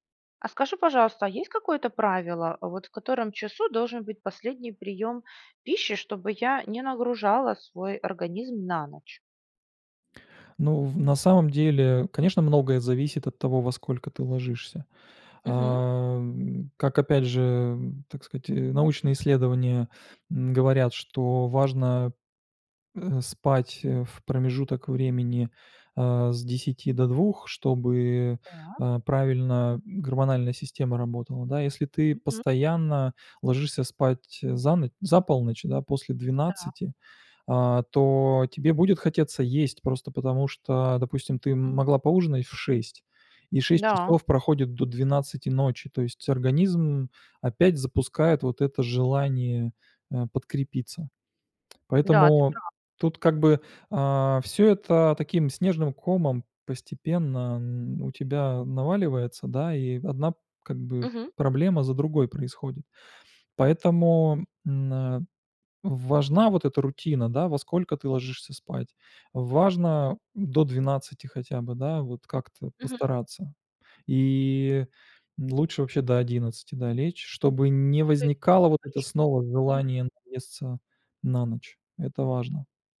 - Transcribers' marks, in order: other background noise; unintelligible speech; tapping
- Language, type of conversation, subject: Russian, advice, Как вечерние перекусы мешают сну и самочувствию?